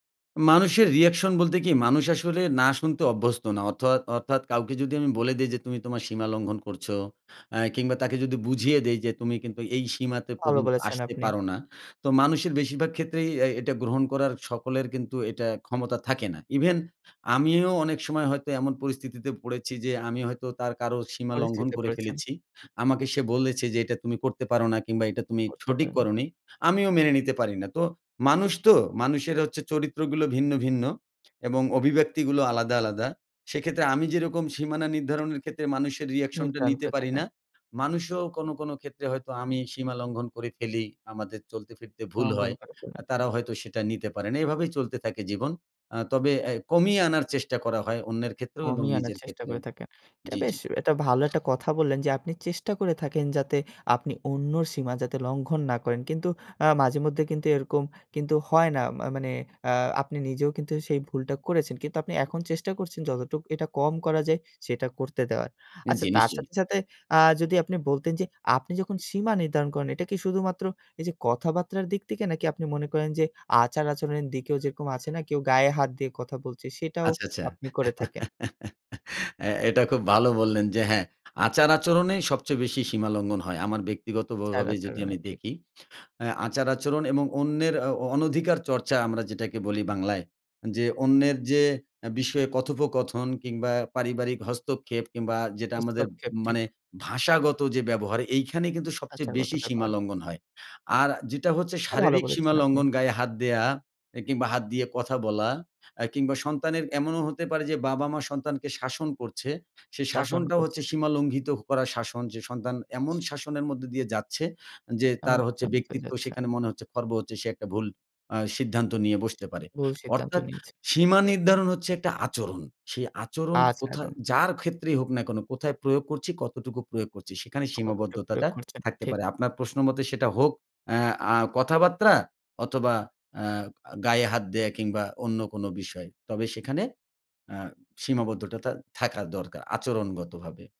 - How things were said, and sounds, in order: "পরিস্থিতিতে" said as "পরিস্থিতে"; other background noise; tapping; "কথাবার্তার" said as "কথাবাত্রার"; laugh; "এটা" said as "এতা"; horn; "আচরণ" said as "আচারণ"; lip smack; "কথাবার্তা" said as "কথাবাত্রা"; "সীমাবদ্ধতাটা" said as "সীমাবদ্ধটতা"
- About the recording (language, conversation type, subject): Bengali, podcast, নিজের সীমা নির্ধারণ করা কীভাবে শিখলেন?